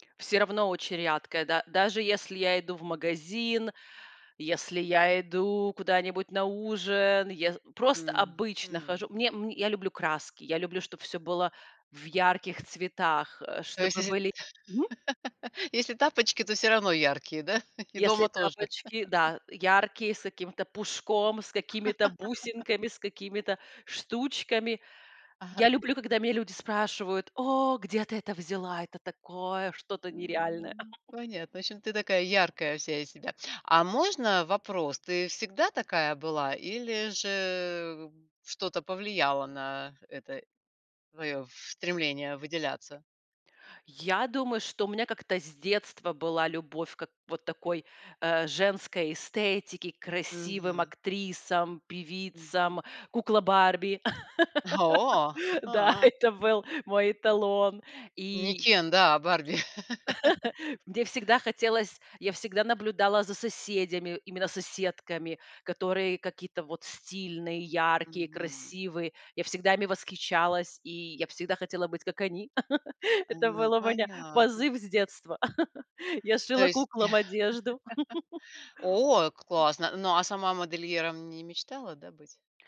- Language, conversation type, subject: Russian, podcast, Когда стиль помог тебе почувствовать себя увереннее?
- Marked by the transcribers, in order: laugh; chuckle; laugh; tapping; laugh; put-on voice: "О, где ты это взяла? Это такое что-то нереальное"; chuckle; laugh; laughing while speaking: "Да, это"; chuckle; laugh; laugh; chuckle; chuckle